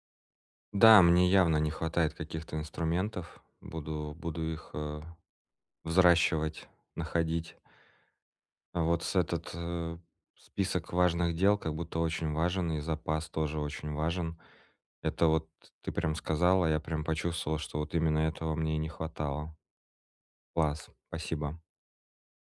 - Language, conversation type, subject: Russian, advice, Как перестать срывать сроки из-за плохого планирования?
- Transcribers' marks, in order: tapping